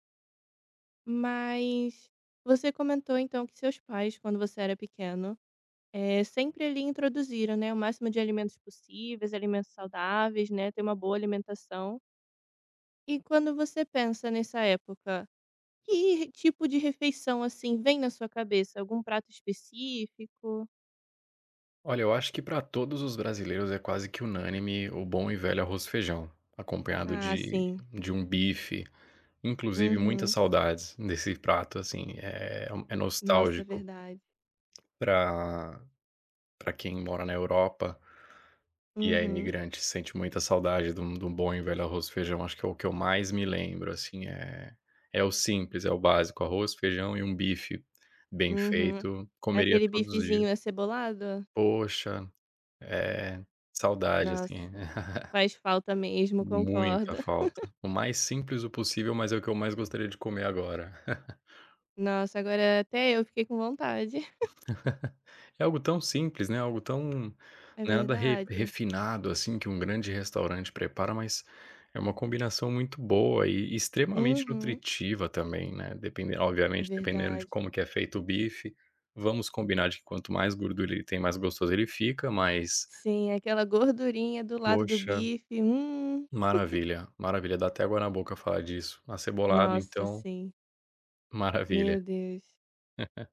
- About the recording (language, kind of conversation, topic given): Portuguese, podcast, Como sua família influencia suas escolhas alimentares?
- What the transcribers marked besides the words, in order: tapping; tongue click; tongue click; laugh; stressed: "Muita"; laugh; laugh; other background noise; laugh; laugh; laugh